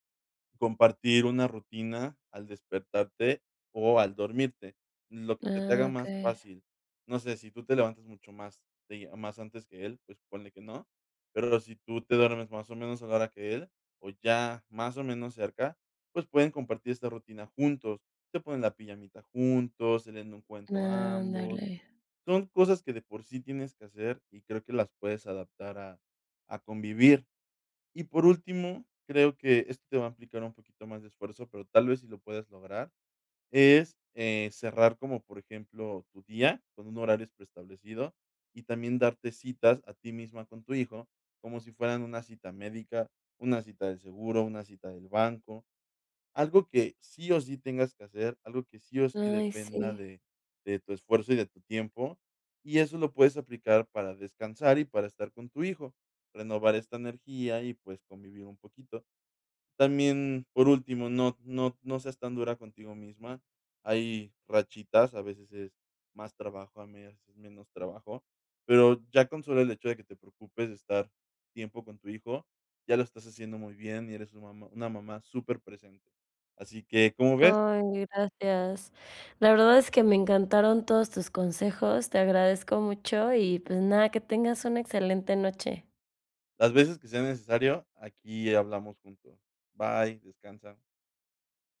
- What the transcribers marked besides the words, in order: none
- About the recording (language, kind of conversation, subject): Spanish, advice, ¿Cómo puedo equilibrar mi trabajo con el cuidado de un familiar?